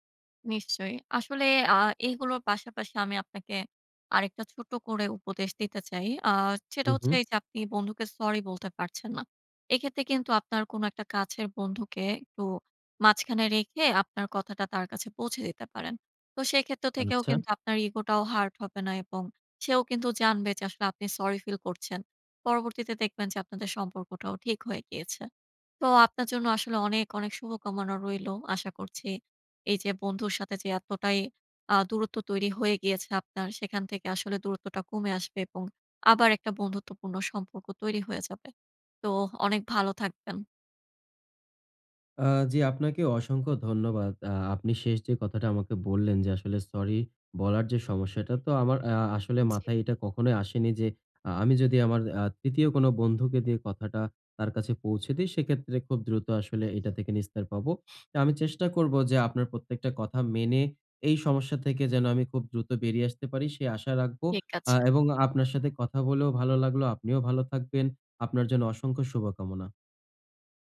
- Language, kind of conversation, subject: Bengali, advice, পার্টি বা উৎসবে বন্ধুদের সঙ্গে ঝগড়া হলে আমি কীভাবে শান্তভাবে তা মিটিয়ে নিতে পারি?
- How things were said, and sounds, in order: other background noise